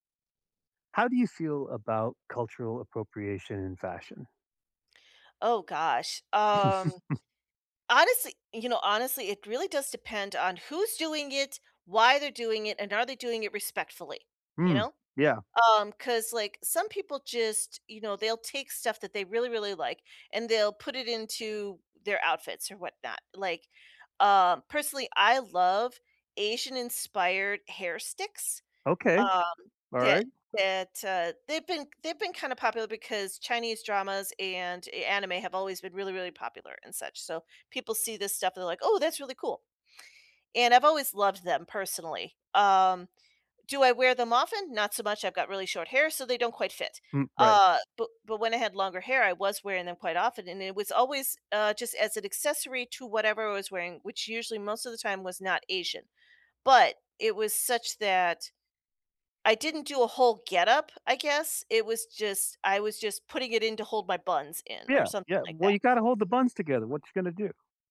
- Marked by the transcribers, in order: chuckle
- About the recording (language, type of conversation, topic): English, unstructured, How can I avoid cultural appropriation in fashion?